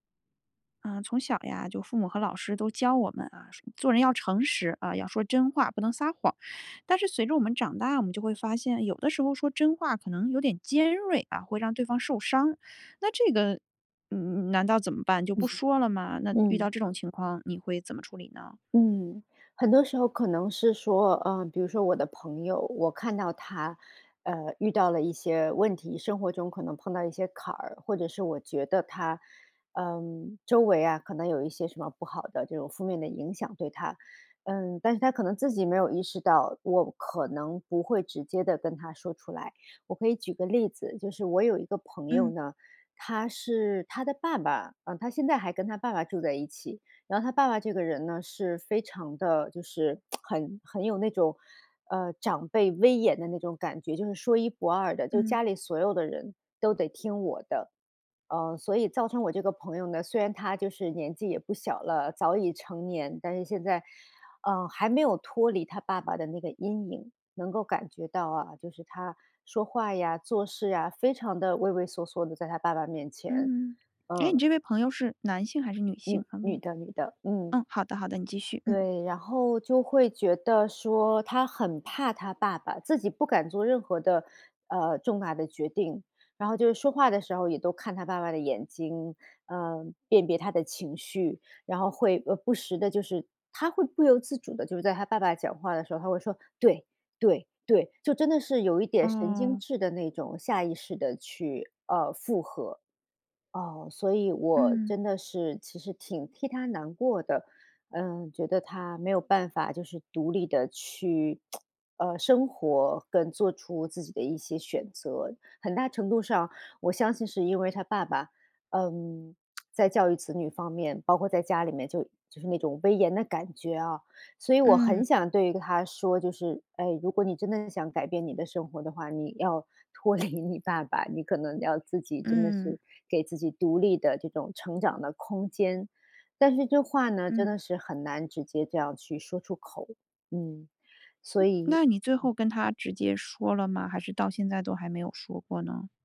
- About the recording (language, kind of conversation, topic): Chinese, podcast, 当说真话可能会伤到人时，你该怎么把握分寸？
- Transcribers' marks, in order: chuckle; lip smack; lip smack; tsk; laughing while speaking: "脱离"